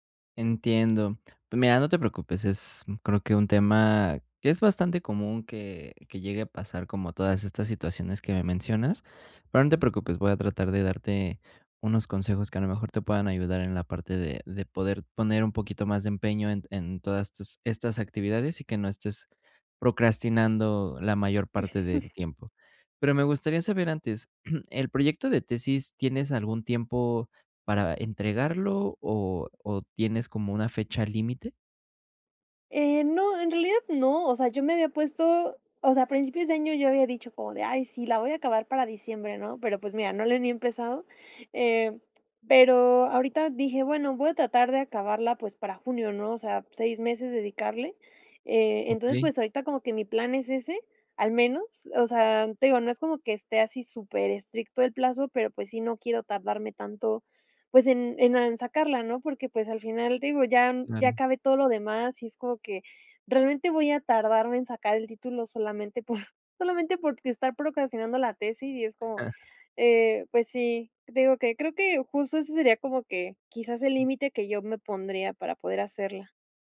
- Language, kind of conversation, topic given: Spanish, advice, ¿Cómo puedo dejar de procrastinar al empezar un proyecto y convertir mi idea en pasos concretos?
- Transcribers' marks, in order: chuckle